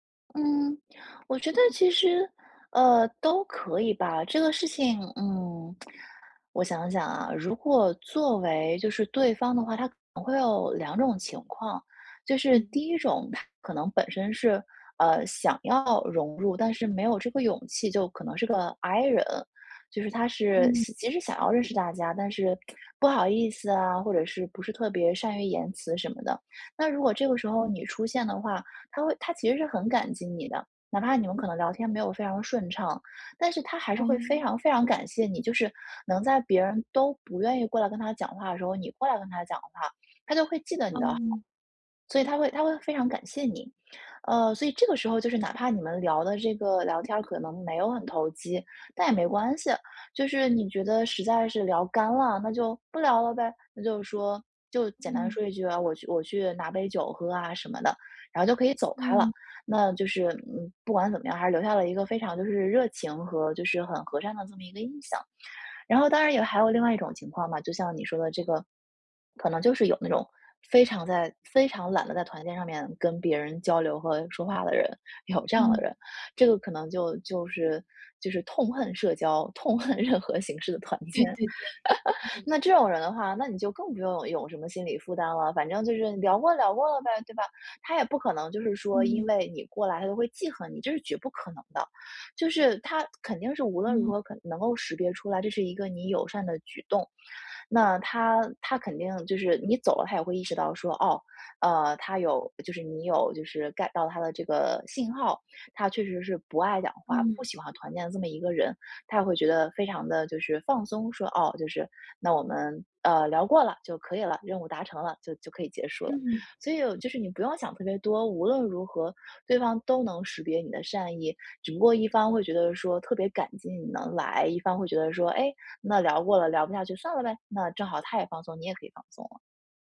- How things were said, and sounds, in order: tapping; lip smack; lip smack; laughing while speaking: "有"; laughing while speaking: "痛恨任何形式的团建"; laugh; other background noise; in English: "get"
- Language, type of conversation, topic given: Chinese, advice, 如何在社交场合应对尴尬局面